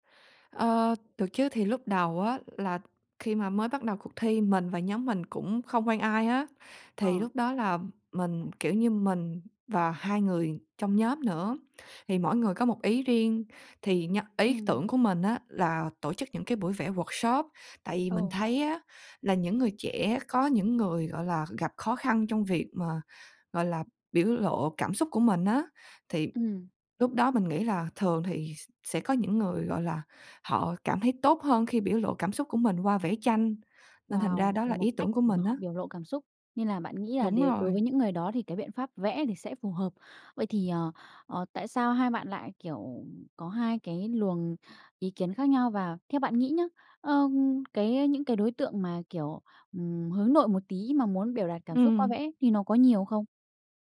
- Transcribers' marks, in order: tapping; in English: "workshop"; other background noise
- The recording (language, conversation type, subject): Vietnamese, podcast, Dự án sáng tạo đáng nhớ nhất của bạn là gì?
- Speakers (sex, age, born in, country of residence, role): female, 20-24, Vietnam, Finland, guest; female, 20-24, Vietnam, Vietnam, host